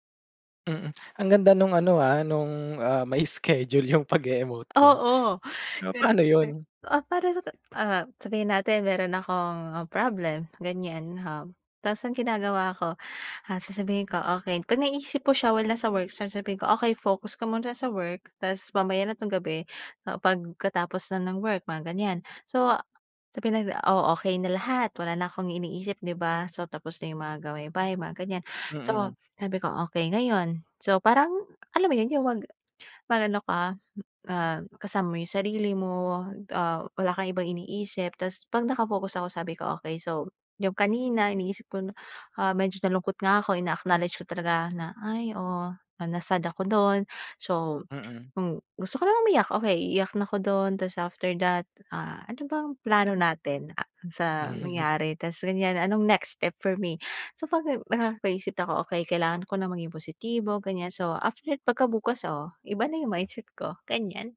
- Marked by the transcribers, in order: laughing while speaking: "may schedule yung pag e-emote mo"; tapping; in English: "acknowledge"
- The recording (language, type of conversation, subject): Filipino, podcast, Paano mo pinapangalagaan ang iyong kalusugang pangkaisipan kapag nasa bahay ka lang?